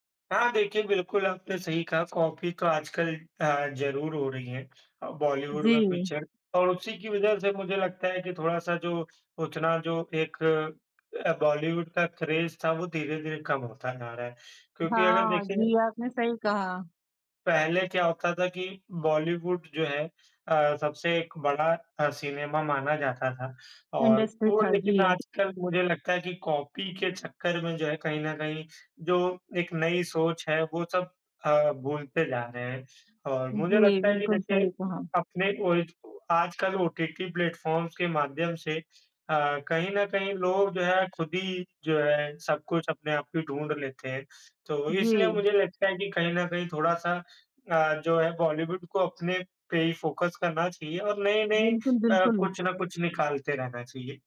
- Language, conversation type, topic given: Hindi, unstructured, आपको कौन-सी फिल्में हमेशा याद रहती हैं और क्यों?
- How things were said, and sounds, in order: in English: "कॉपी"; in English: "पिक्चर"; in English: "क्रेज़"; in English: "इंडस्ट्री"; in English: "कॉपी"; in English: "मूवीज़"; in English: "प्लेटफॉर्म्स"; in English: "फ़ोकस"